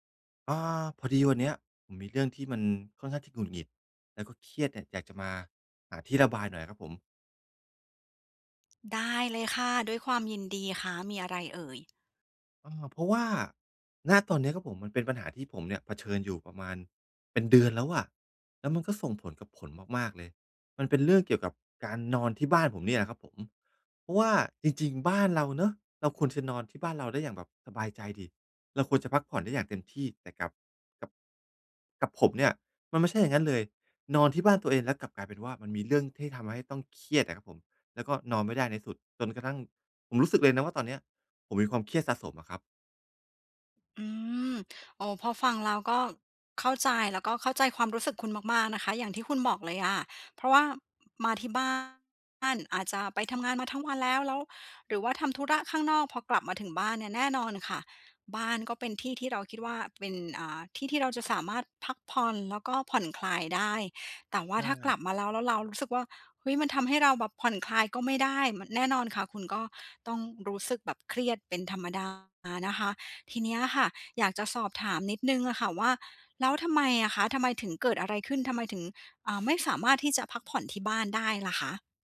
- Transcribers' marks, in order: tapping; other background noise
- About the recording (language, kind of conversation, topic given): Thai, advice, ทำอย่างไรให้ผ่อนคลายได้เมื่อพักอยู่บ้านแต่ยังรู้สึกเครียด?